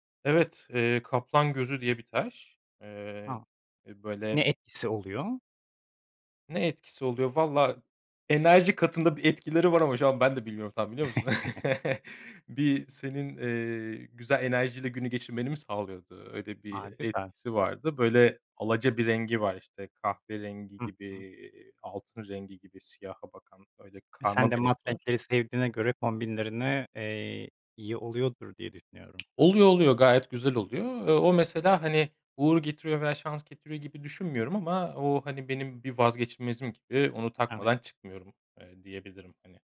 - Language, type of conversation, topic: Turkish, podcast, Giyinirken rahatlığı mı yoksa şıklığı mı önceliklendirirsin?
- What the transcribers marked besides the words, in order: chuckle; other background noise